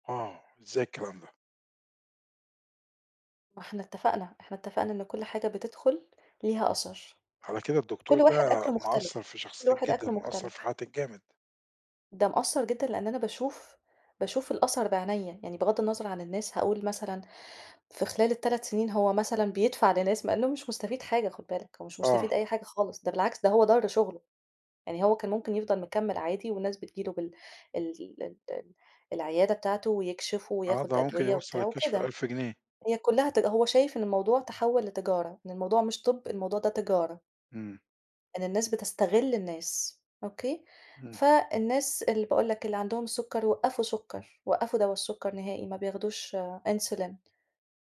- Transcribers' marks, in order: tapping; other background noise
- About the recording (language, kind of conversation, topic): Arabic, podcast, مين الشخص اللي غيّر حياتك بشكل غير متوقّع؟